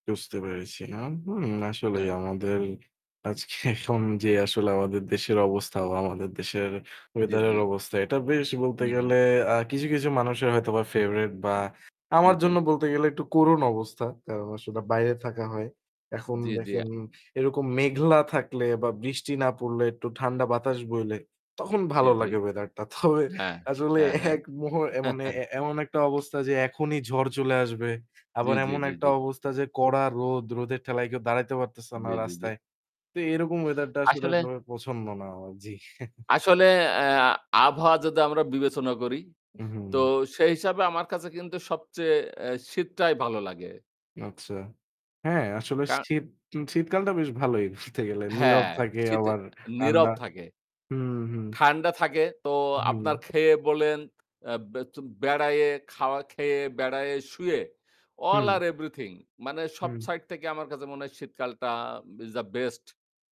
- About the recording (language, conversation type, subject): Bengali, unstructured, আপনার শখগুলো কীভাবে আপনার মন ভালো রাখতে সাহায্য করে?
- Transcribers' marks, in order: static; unintelligible speech; chuckle; other background noise; chuckle; chuckle; chuckle; laughing while speaking: "বলতে গেলে"